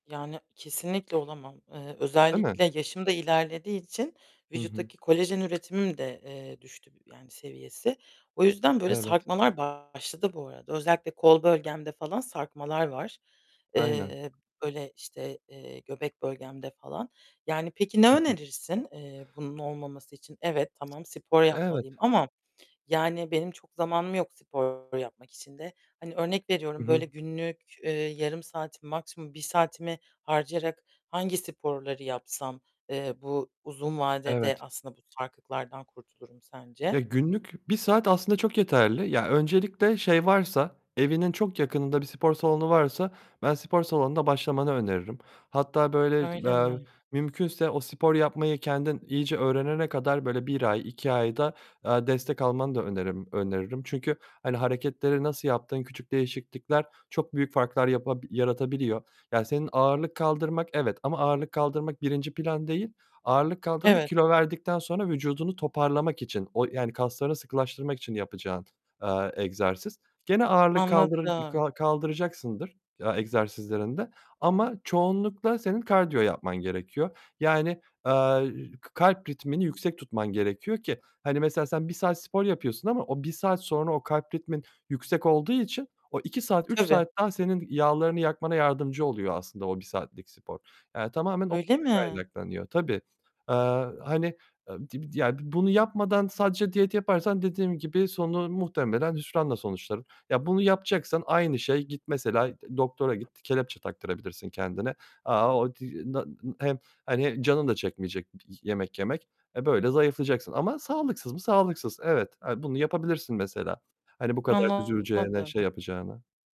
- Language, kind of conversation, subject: Turkish, advice, Büyük hedeflerime sabırlı kalarak adım adım nasıl ulaşabilirim?
- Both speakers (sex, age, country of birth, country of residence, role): female, 30-34, Turkey, Germany, user; male, 30-34, Turkey, Germany, advisor
- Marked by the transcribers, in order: other background noise; tapping; distorted speech; other noise; unintelligible speech; unintelligible speech